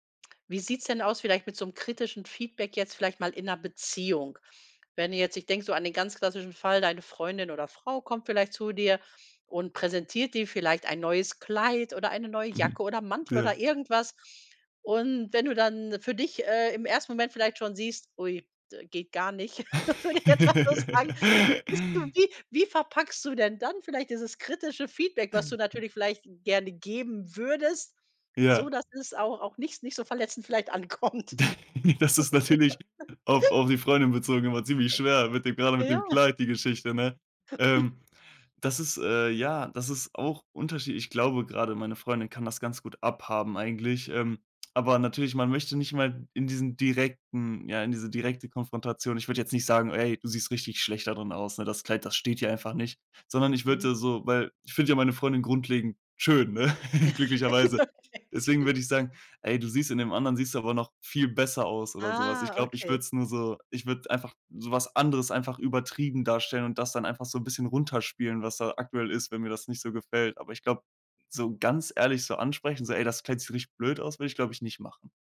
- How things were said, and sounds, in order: chuckle; chuckle; laughing while speaking: "würde ich jetzt mal so sagen"; chuckle; chuckle; laughing while speaking: "D Das ist natürlich"; laughing while speaking: "ankommt"; chuckle; other background noise; chuckle; chuckle; chuckle; laughing while speaking: "Okay"; chuckle
- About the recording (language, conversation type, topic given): German, podcast, Wie gibst du kritisches Feedback?